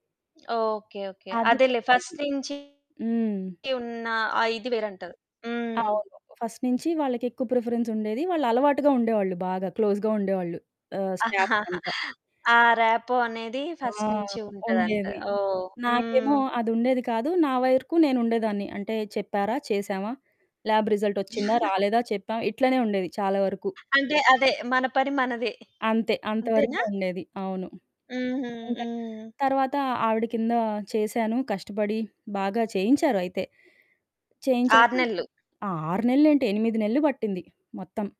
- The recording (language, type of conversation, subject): Telugu, podcast, మీకు గర్వంగా అనిపించిన ఒక ఘడియను చెప్పగలరా?
- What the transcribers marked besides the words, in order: tapping; distorted speech; in English: "ఫస్ట్"; in English: "ఫస్ట్"; in English: "ప్రిఫరెన్స్"; in English: "క్లోజ్‌గా"; chuckle; in English: "స్టాఫ్"; in English: "ర్యాపో"; in English: "ఫస్ట్"; in English: "ల్యాబ్ రిజల్ట్"; chuckle; other background noise